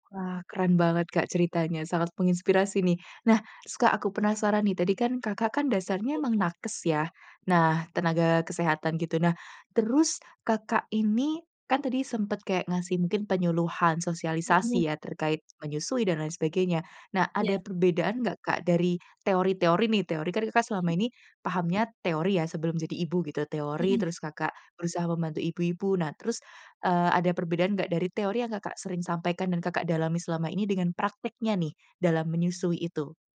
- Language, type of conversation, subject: Indonesian, podcast, Kapan terakhir kali kamu merasa sangat bangga pada diri sendiri?
- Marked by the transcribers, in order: tapping